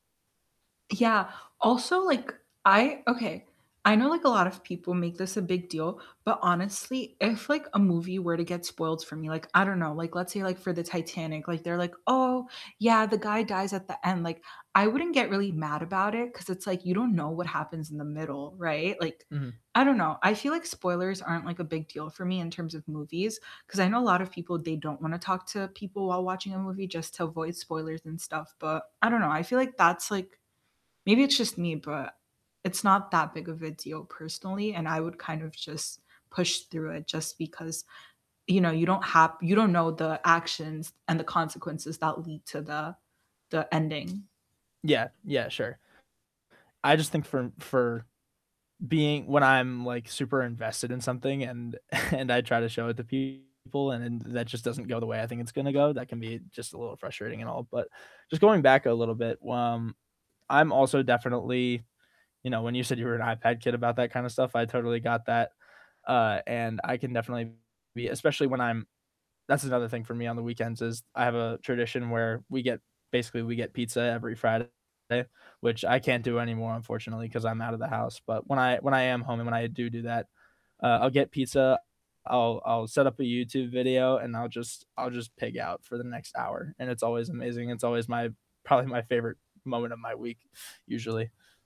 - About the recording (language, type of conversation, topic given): English, unstructured, Which weekend vibe suits you best for sharing stories and finding common ground: a night at the theater, a cozy night streaming at home, or the buzz of live events?
- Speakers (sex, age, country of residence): female, 50-54, United States; male, 18-19, United States
- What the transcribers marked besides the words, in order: static; laughing while speaking: "if"; other background noise; chuckle; distorted speech; mechanical hum; laughing while speaking: "probably"; tapping